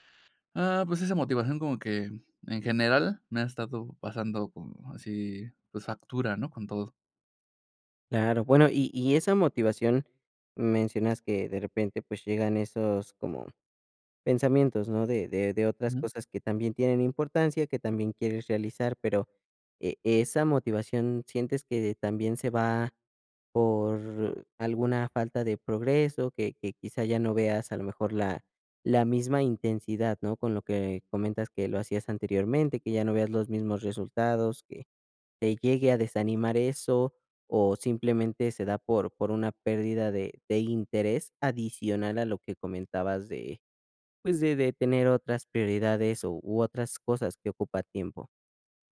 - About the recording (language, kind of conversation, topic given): Spanish, advice, ¿Cómo puedo mantener la motivación a largo plazo cuando me canso?
- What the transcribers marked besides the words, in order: none